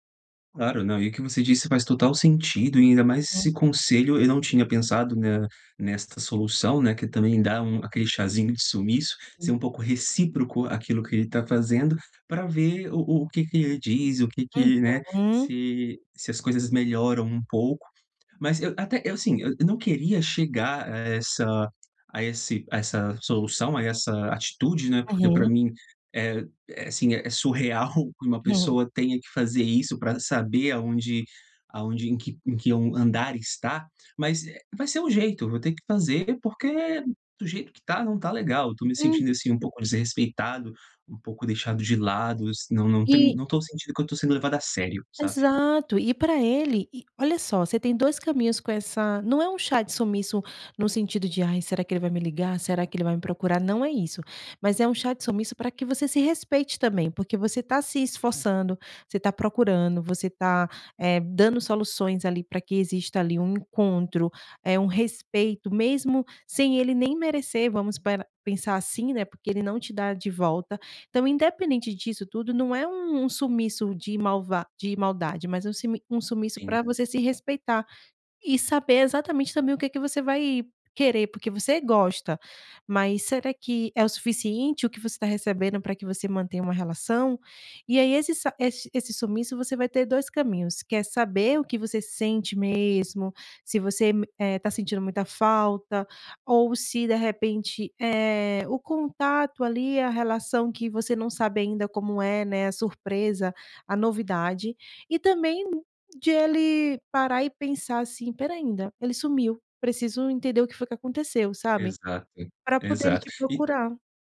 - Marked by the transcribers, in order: giggle
- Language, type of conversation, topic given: Portuguese, advice, Como você descreveria seu relacionamento à distância?